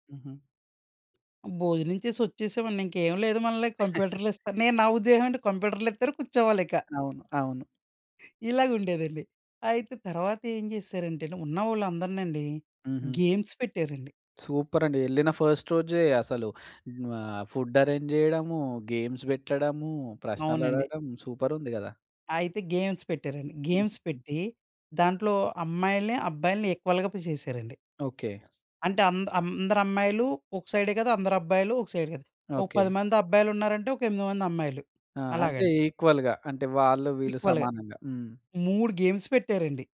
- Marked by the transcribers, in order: giggle; other background noise; in English: "గేమ్స్"; in English: "సూపర్"; in English: "ఫస్ట్"; in English: "ఫుడ్ అరేంజ్"; in English: "గేమ్స్"; in English: "సూపర్"; in English: "గేమ్స్"; in English: "గేమ్స్"; in English: "ఈక్వల్‌గా"; in English: "సైడ్"; in English: "ఈక్వల్‌గా"; in English: "ఈక్వల్‌గా"; in English: "గేమ్స్"
- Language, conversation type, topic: Telugu, podcast, మీరు మొదటి ఉద్యోగానికి వెళ్లిన రోజు ఎలా గడిచింది?